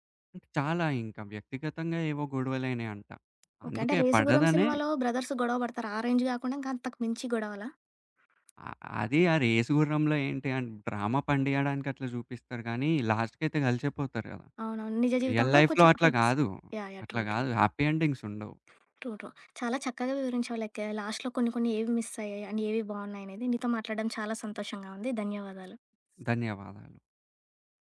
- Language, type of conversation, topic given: Telugu, podcast, సినిమా ముగింపు ప్రేక్షకుడికి సంతృప్తిగా అనిపించాలంటే ఏమేం విషయాలు దృష్టిలో పెట్టుకోవాలి?
- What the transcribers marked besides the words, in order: other background noise; in English: "బ్రదర్స్"; in English: "రేంజ్"; tapping; in English: "డ్రామ"; in English: "లాస్ట్‌కయితే"; in English: "రియల్ లైఫ్‌లో"; in English: "హిట్స్"; in English: "ట్రూ ట్రూ"; in English: "హ్యాపీ ఎండింగ్స్"; in English: "ట్రూ. ట్రూ"; in English: "లైక్ లాస్ట్‌లో"; in English: "మిస్"; in English: "అండ్"